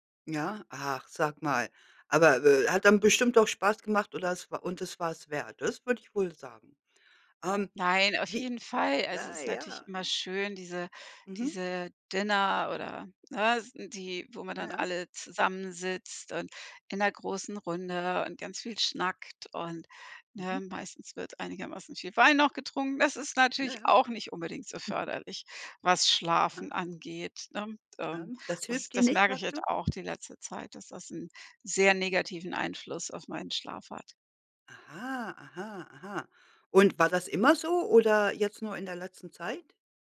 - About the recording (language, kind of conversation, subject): German, podcast, Wie wichtig ist Schlaf für deine Regeneration, und warum?
- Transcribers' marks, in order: stressed: "jeden Fall"; giggle; other background noise